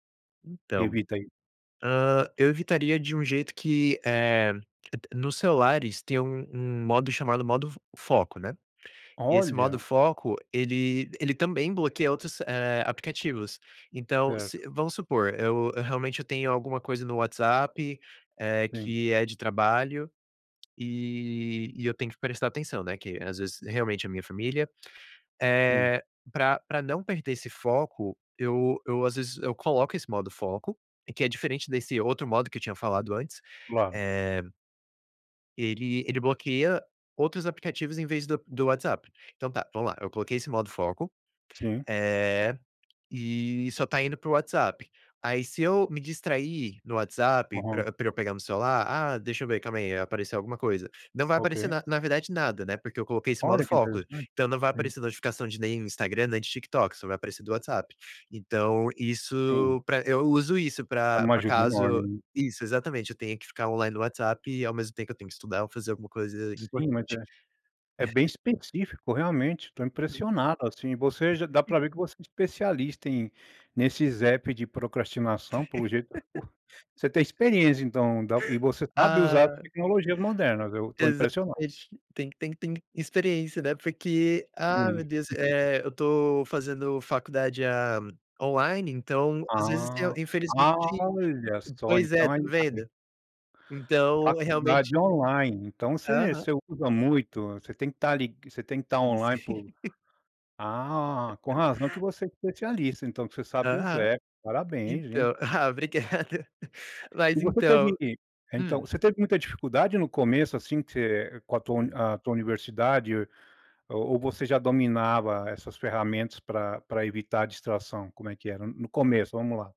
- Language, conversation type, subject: Portuguese, podcast, Que truques digitais você usa para evitar procrastinar?
- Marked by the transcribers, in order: tapping; chuckle; chuckle; laugh; unintelligible speech; laugh; laughing while speaking: "obrigado!"